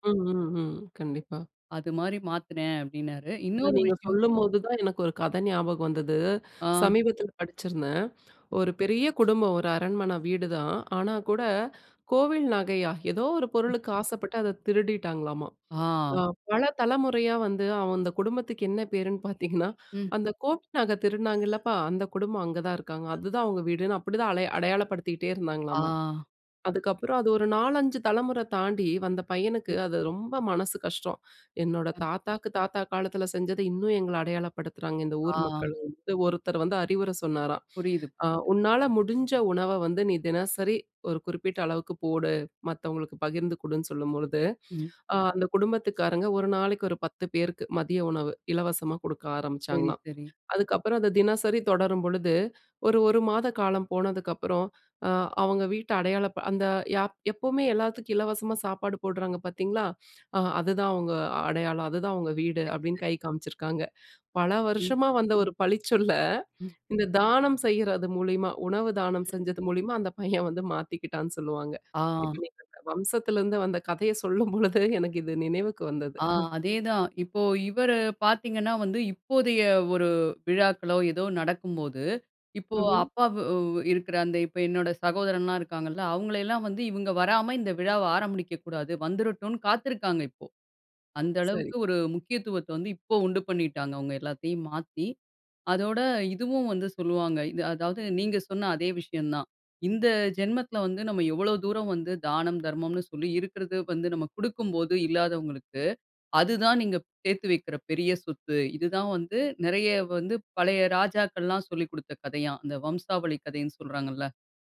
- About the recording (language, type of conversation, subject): Tamil, podcast, உங்கள் முன்னோர்களிடமிருந்து தலைமுறைதோறும் சொல்லிக்கொண்டிருக்கப்படும் முக்கியமான கதை அல்லது வாழ்க்கைப் பாடம் எது?
- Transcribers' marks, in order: other noise; chuckle; other background noise; laughing while speaking: "காமிச்சிருக்காங்க. பல வருஷமா வந்த ஒரு பழிச்சொல்ல"; chuckle; unintelligible speech; laughing while speaking: "கதைய சொல்லும் பொழுது எனக்கு இது நினைவுக்கு வந்தது"